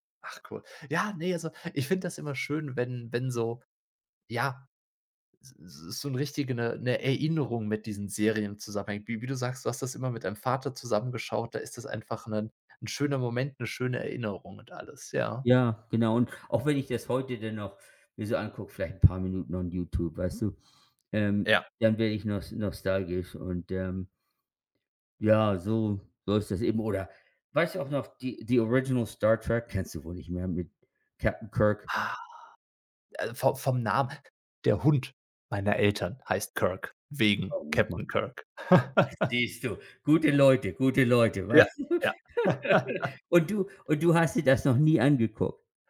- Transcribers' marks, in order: in English: "on"; drawn out: "Ah"; laugh; laughing while speaking: "weißt du?"; laugh
- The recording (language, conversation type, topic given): German, unstructured, Was macht für dich eine gute Fernsehserie aus?